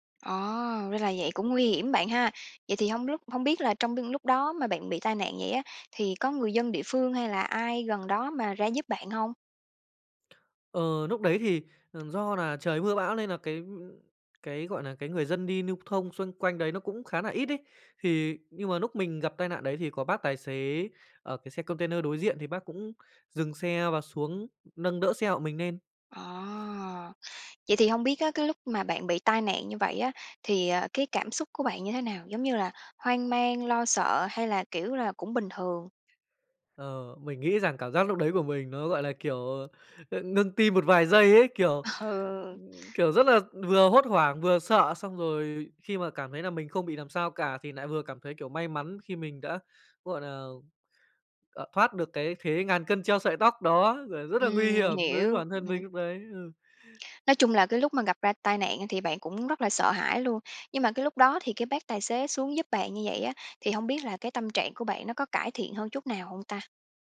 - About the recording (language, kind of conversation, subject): Vietnamese, podcast, Bạn đã từng suýt gặp tai nạn nhưng may mắn thoát nạn chưa?
- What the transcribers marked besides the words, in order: other background noise; tapping; "lưu" said as "nưu"; laughing while speaking: "Ừ"